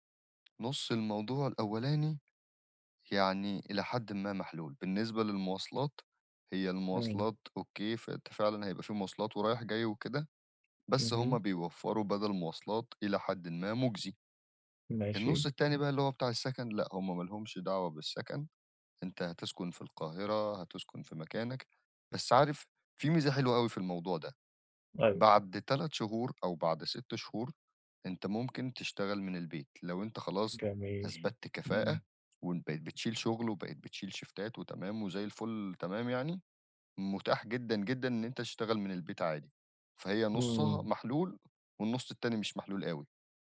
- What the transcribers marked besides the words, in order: tapping; other background noise; in English: "شيفتات"
- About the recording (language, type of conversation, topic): Arabic, advice, ازاي أوازن بين طموحي ومسؤولياتي دلوقتي عشان ما أندمش بعدين؟